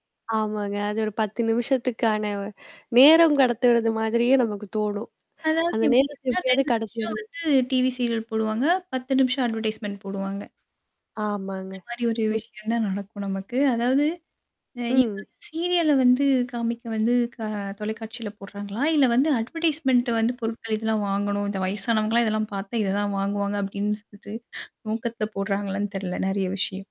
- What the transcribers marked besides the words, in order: static; distorted speech; in English: "அட்வர்டைஸ்மென்ண்ட்"; unintelligible speech; in English: "சீரியல"; in English: "அட்வர்டைஸ்மென்ண்ட்"; chuckle
- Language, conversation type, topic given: Tamil, podcast, டிவி சீரியல் பார்க்கும் பழக்கம் காலப்போக்கில் எப்படி மாறியுள்ளது?